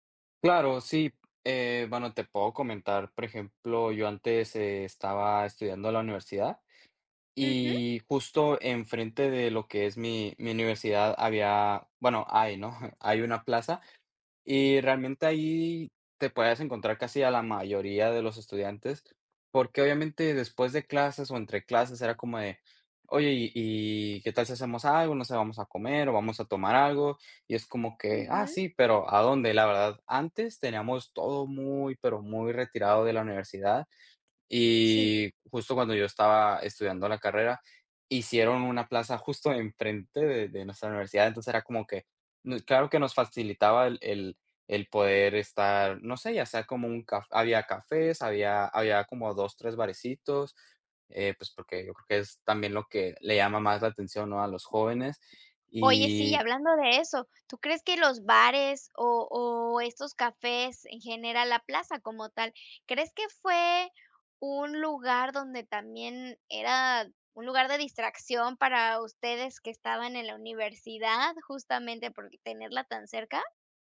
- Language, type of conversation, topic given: Spanish, podcast, ¿Qué papel cumplen los bares y las plazas en la convivencia?
- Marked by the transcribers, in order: chuckle; tapping